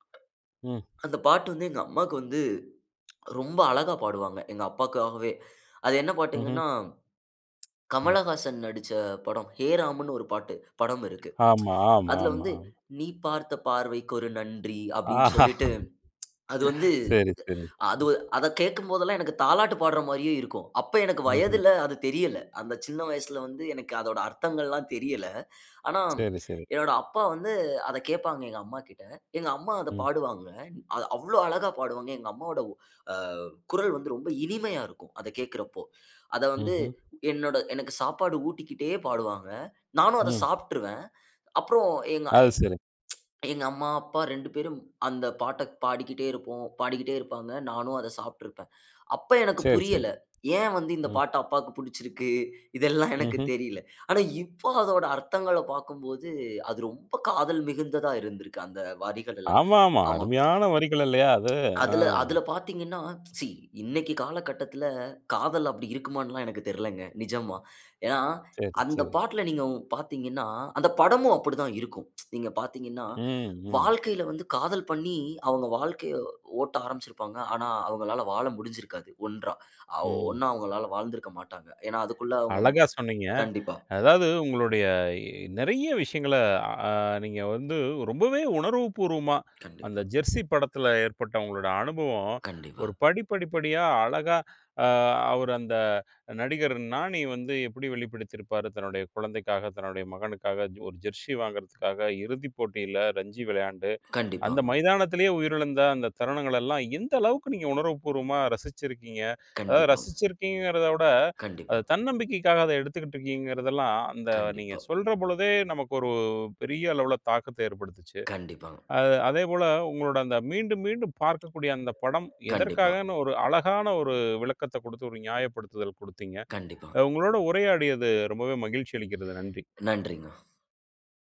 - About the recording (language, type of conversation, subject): Tamil, podcast, மீண்டும் மீண்டும் பார்க்கும் படம் ஏன் நமக்கு ஆறுதல் தருகிறது என்று நீங்கள் நினைக்கிறீர்கள்?
- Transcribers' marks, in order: tsk; tsk; tsk; laughing while speaking: "ஆஹா!"; tsk; laughing while speaking: "இதெல்லாம் எனக்கு தெரியல"; tsk; in English: "சீ!"; tsk